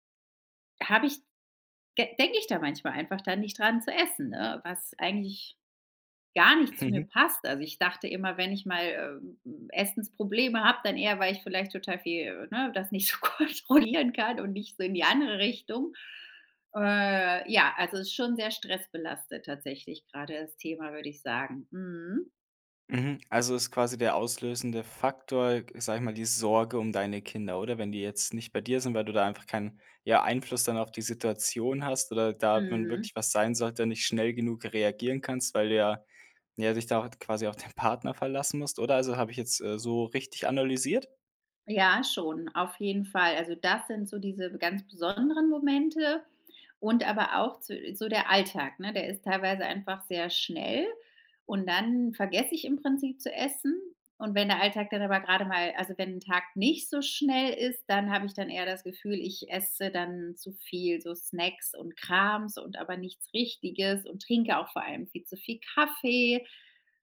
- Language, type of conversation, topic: German, advice, Wie kann ich meine Essgewohnheiten und meinen Koffeinkonsum unter Stress besser kontrollieren?
- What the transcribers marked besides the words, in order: laughing while speaking: "nicht so kontrollieren kann"; laughing while speaking: "dein Partner"